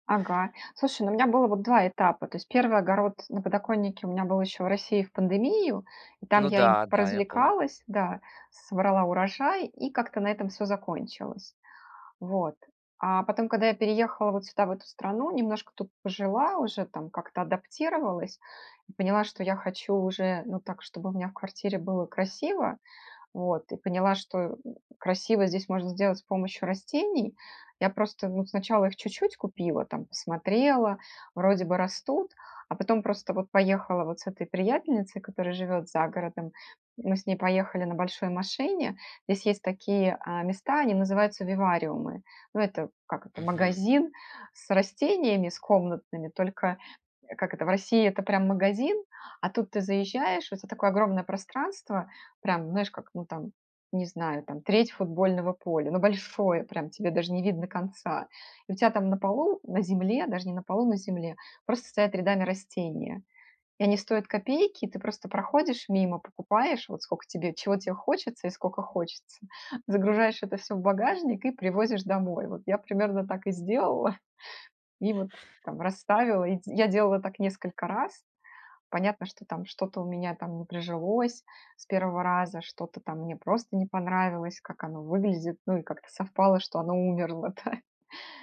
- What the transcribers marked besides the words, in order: stressed: "большое"; chuckle; laughing while speaking: "да"
- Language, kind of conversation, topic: Russian, podcast, Как лучше всего начать выращивать мини-огород на подоконнике?